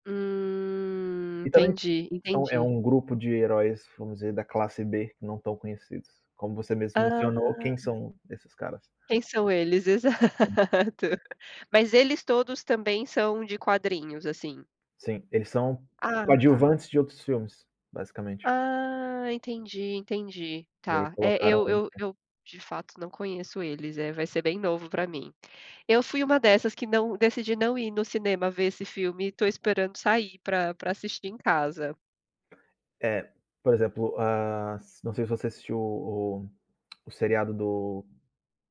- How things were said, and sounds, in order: drawn out: "Hum"; drawn out: "Hã"; laughing while speaking: "Exato"; unintelligible speech; tapping; unintelligible speech; tongue click
- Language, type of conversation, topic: Portuguese, unstructured, Os filmes de super-heróis são bons ou estão saturando o mercado?